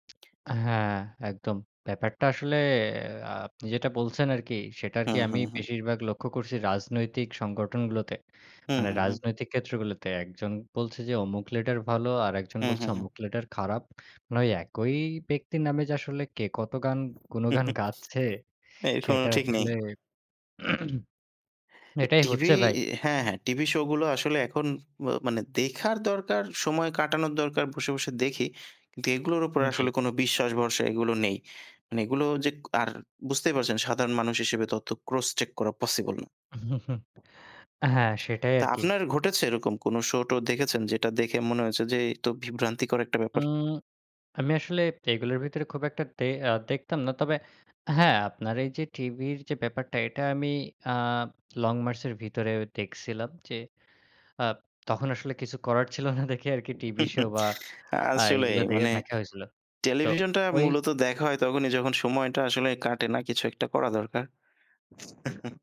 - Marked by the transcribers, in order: other background noise; chuckle; throat clearing; in English: "ক্রস চেক"; chuckle; laughing while speaking: "ছিল না দেখে"; chuckle; chuckle
- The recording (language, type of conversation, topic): Bengali, unstructured, টেলিভিশনের অনুষ্ঠানগুলো কি অনেক সময় ভুল বার্তা দেয়?